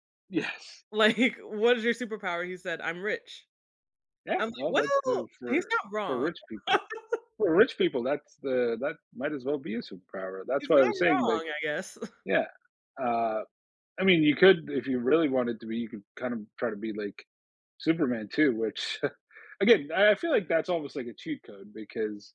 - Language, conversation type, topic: English, unstructured, What do our choices of superpowers reveal about our values and desires?
- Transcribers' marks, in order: laughing while speaking: "Yes"; laughing while speaking: "like"; laugh; chuckle; chuckle